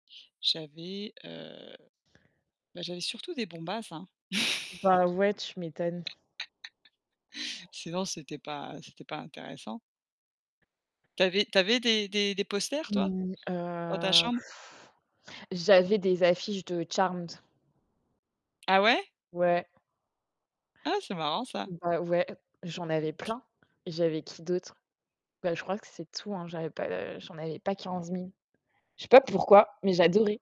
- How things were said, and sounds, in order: distorted speech; laugh; blowing; other background noise
- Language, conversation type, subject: French, unstructured, Qu’est-ce qui rend un souvenir particulièrement précieux selon toi ?
- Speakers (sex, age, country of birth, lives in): female, 25-29, France, France; female, 40-44, France, United States